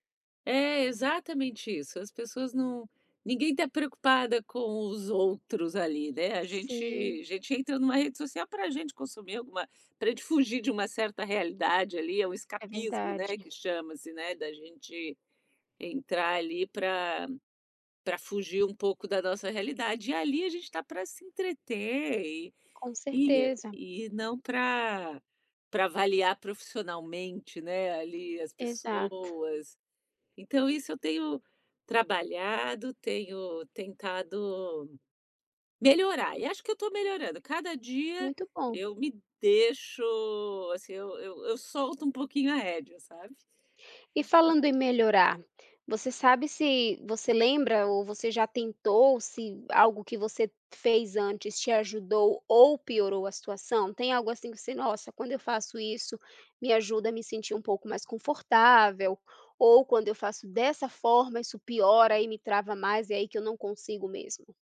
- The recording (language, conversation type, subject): Portuguese, advice, Como posso lidar com a paralisia ao começar um projeto novo?
- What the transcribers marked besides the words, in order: tapping; unintelligible speech